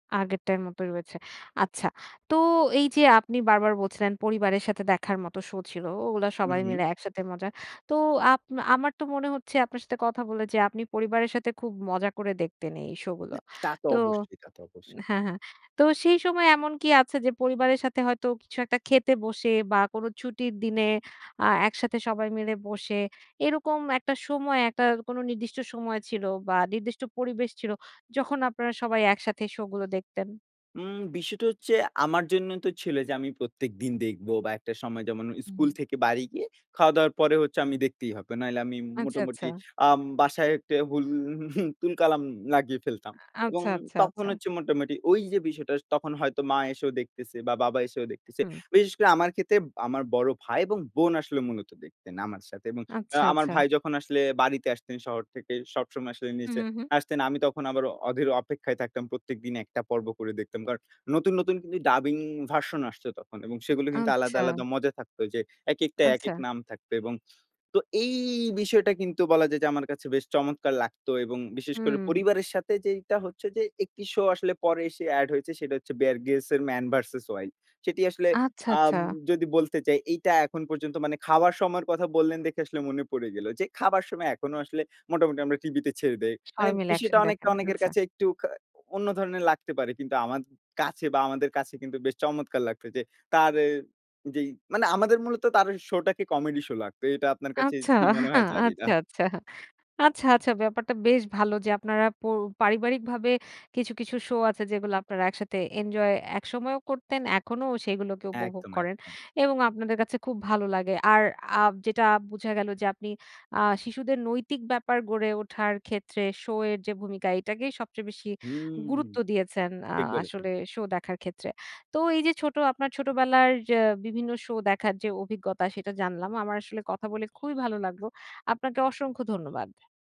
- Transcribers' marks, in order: other background noise; scoff; drawn out: "এই"; tapping; laughing while speaking: "আচ্ছা, আচ্ছা"; bird
- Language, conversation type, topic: Bengali, podcast, ছোটবেলায় কোন টিভি অনুষ্ঠান তোমাকে ভীষণভাবে মগ্ন করে রাখত?